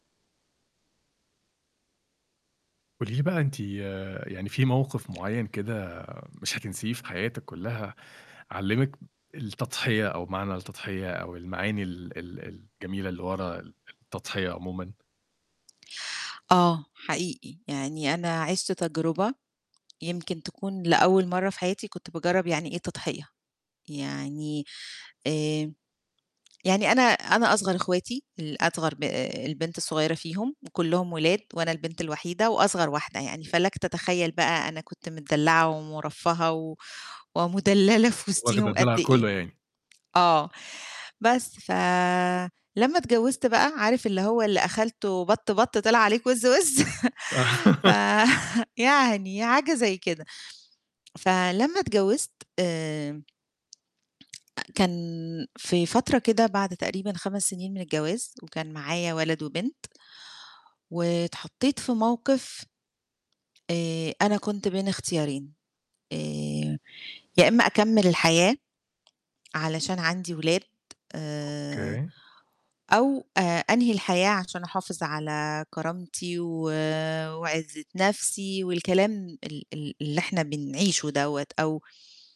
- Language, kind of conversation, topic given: Arabic, podcast, احكيلي عن موقف علّمك يعني إيه تضحية؟
- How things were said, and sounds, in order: other background noise; laughing while speaking: "ومدللة"; laugh; chuckle; other noise